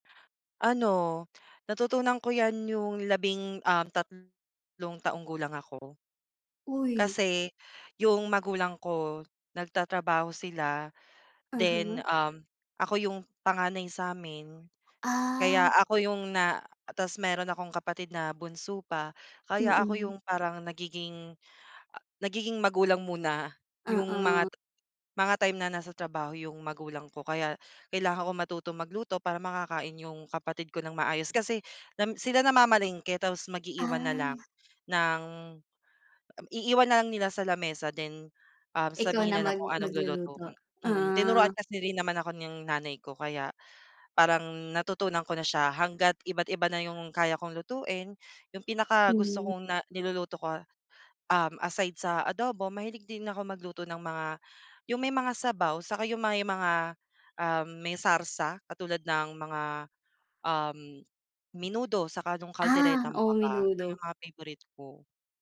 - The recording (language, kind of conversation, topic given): Filipino, unstructured, Ano ang unang pagkaing natutunan mong lutuin?
- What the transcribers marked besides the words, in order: none